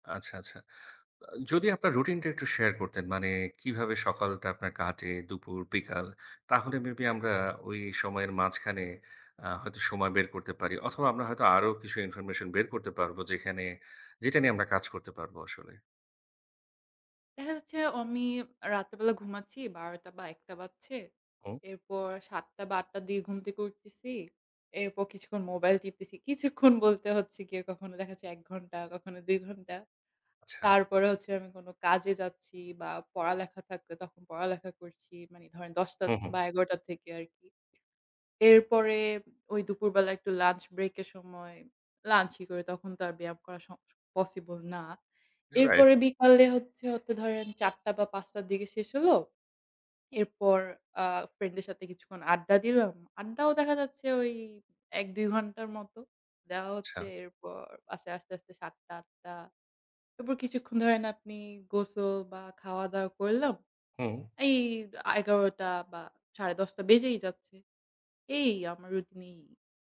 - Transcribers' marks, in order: in English: "maybe"; in English: "information"; "আমি" said as "অমি"; tapping; other background noise; other noise; horn
- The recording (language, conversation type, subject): Bengali, advice, কাজ ও সামাজিক জীবনের সঙ্গে ব্যায়াম সমন্বয় করতে কেন কষ্ট হচ্ছে?